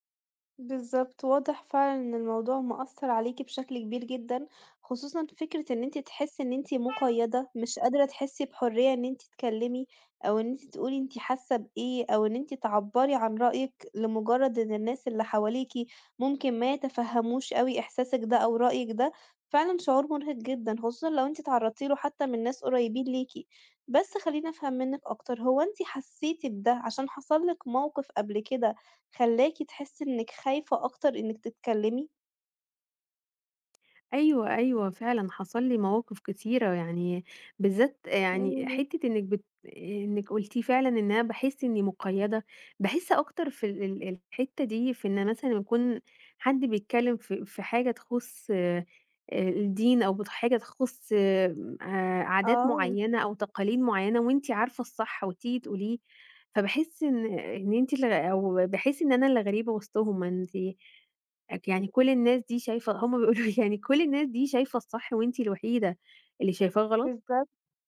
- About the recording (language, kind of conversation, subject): Arabic, advice, إزاي بتتعامَل مع خوفك من الرفض لما بتقول رأي مختلف؟
- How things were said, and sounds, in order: horn; tapping; laughing while speaking: "هُم بيقولوا"